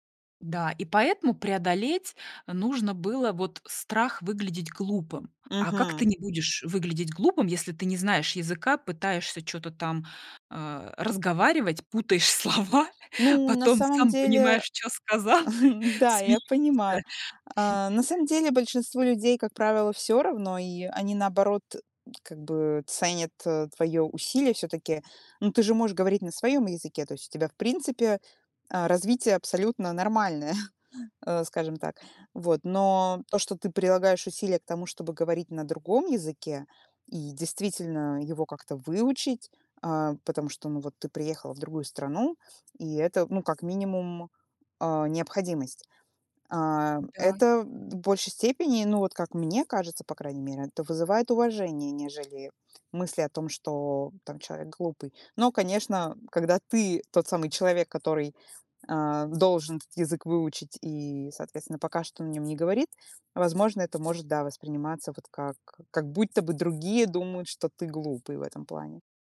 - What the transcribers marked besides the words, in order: laughing while speaking: "слова"; tapping; chuckle; chuckle; chuckle; stressed: "ты"
- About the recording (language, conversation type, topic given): Russian, podcast, Что было самым трудным испытанием, которое ты преодолел, и какой урок ты из этого вынес?